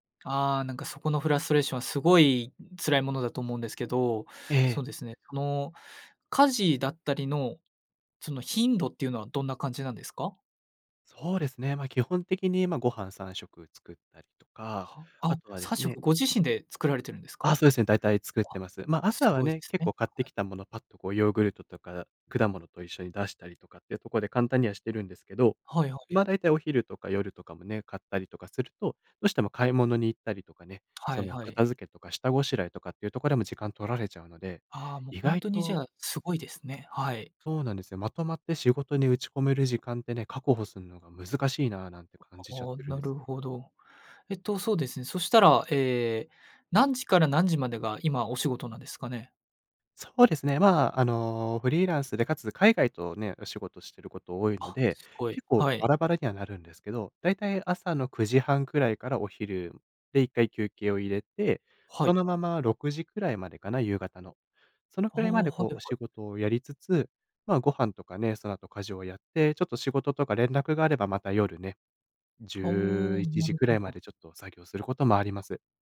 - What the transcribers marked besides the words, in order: other noise
- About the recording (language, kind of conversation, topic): Japanese, advice, 集中するためのルーティンや環境づくりが続かないのはなぜですか？